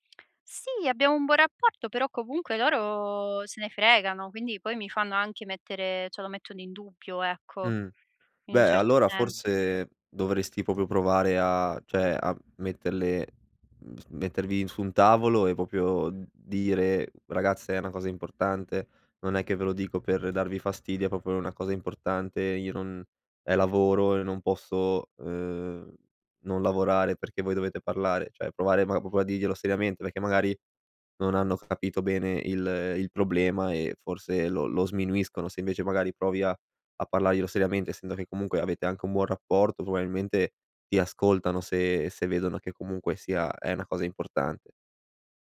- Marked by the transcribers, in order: "cioè" said as "ceh"; "proprio" said as "propo"; "cioè" said as "ceh"; "proprio" said as "propio"; "proprio" said as "propo"; "cioè" said as "ceh"; "proprio" said as "propo"
- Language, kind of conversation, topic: Italian, advice, Come posso concentrarmi se in casa c’è troppo rumore?